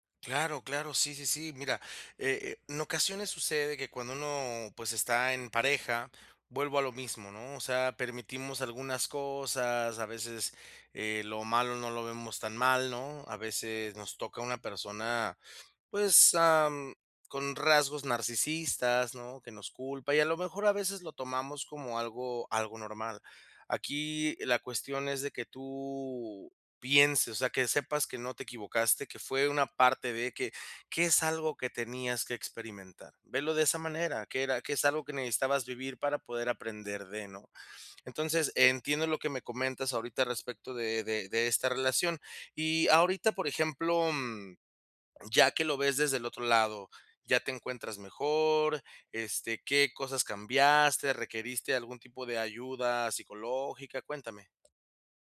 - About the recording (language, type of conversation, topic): Spanish, advice, ¿Cómo puedo establecer límites y prioridades después de una ruptura?
- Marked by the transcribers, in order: tapping